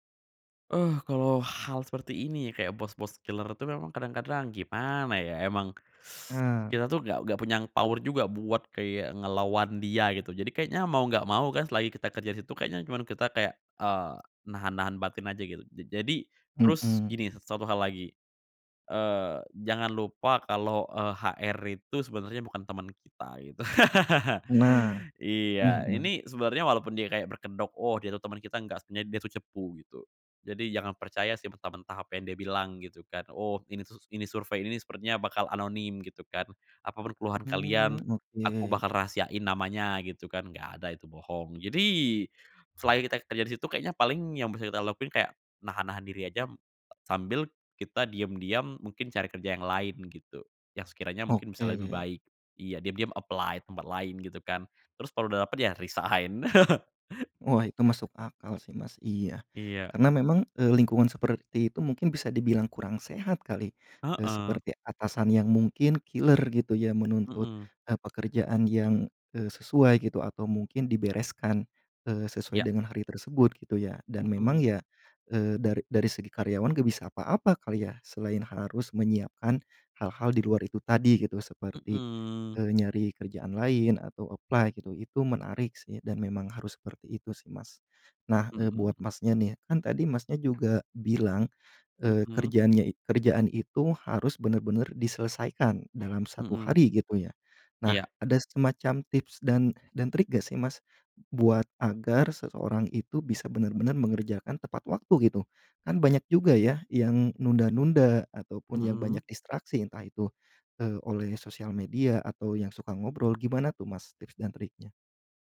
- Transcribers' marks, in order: in English: "killer"; teeth sucking; in English: "power"; laugh; "pun" said as "pur"; in English: "apply"; in English: "resign"; chuckle; other background noise; in English: "killer"; in English: "apply"
- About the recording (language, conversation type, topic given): Indonesian, podcast, Gimana kamu menjaga keseimbangan kerja dan kehidupan pribadi?